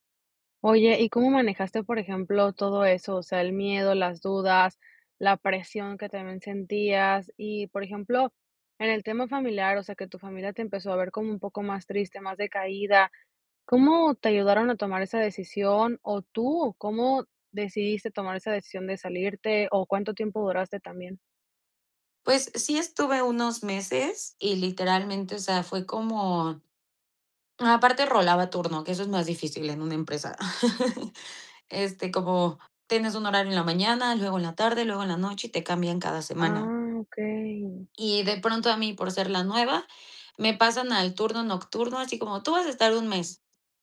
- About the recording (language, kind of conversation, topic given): Spanish, podcast, ¿Cómo decidiste dejar un trabajo estable?
- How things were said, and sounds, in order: laugh